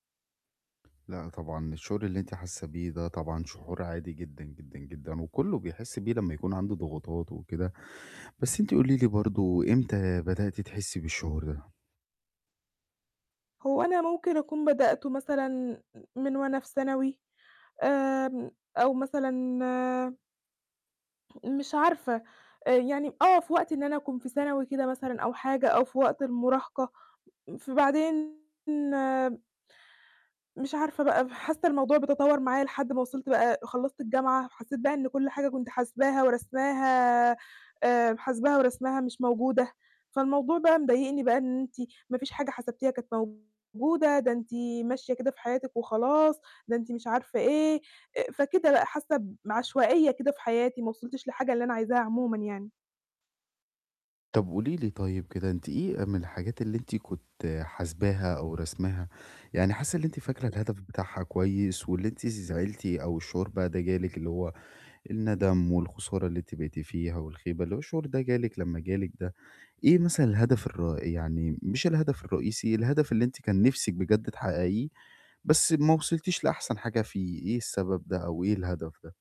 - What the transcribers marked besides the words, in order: distorted speech; static
- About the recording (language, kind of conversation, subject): Arabic, advice, إزاي أتعامل مع مشاعر الخسارة والخيبة والندم في حياتي؟